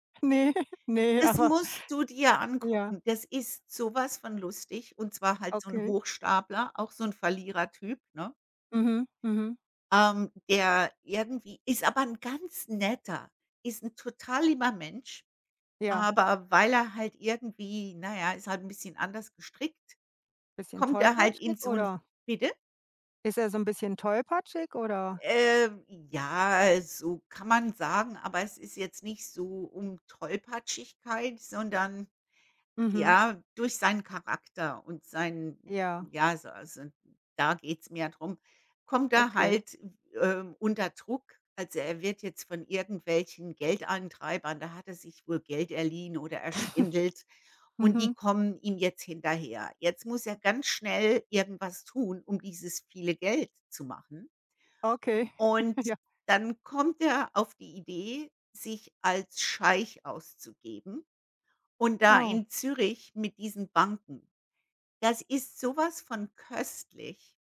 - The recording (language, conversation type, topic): German, unstructured, Welcher Film hat dich zuletzt richtig zum Lachen gebracht?
- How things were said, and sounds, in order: laughing while speaking: "Ne, ne, aber"; "geliehen" said as "erliehen"; chuckle; chuckle; laughing while speaking: "Ja"